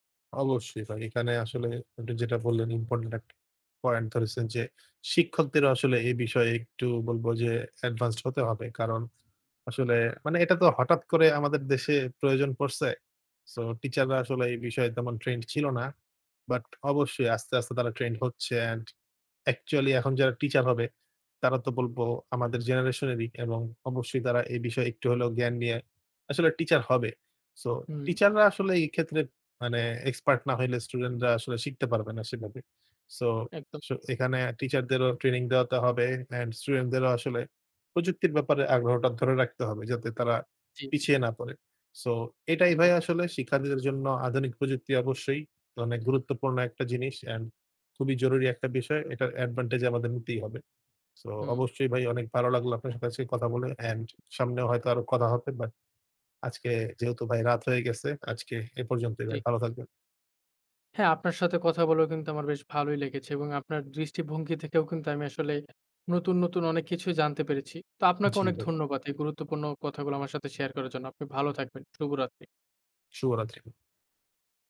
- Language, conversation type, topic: Bengali, unstructured, শিক্ষার্থীদের জন্য আধুনিক প্রযুক্তি ব্যবহার করা কতটা জরুরি?
- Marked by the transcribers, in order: other background noise; tapping